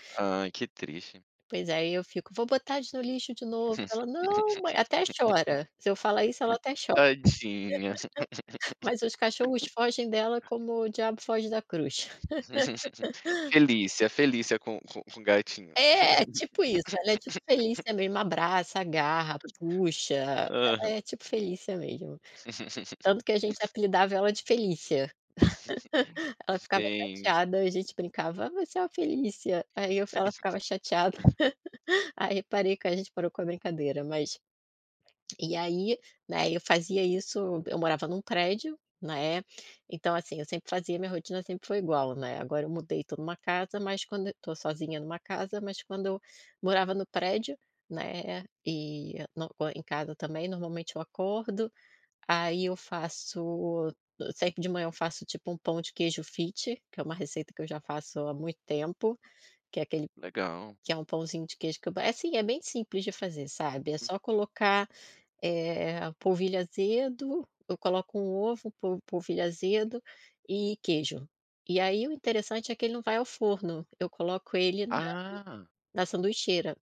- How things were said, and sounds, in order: laugh; tapping; laugh; other background noise; laugh; laugh; laugh; laugh
- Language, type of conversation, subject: Portuguese, podcast, Como é a sua rotina matinal em casa?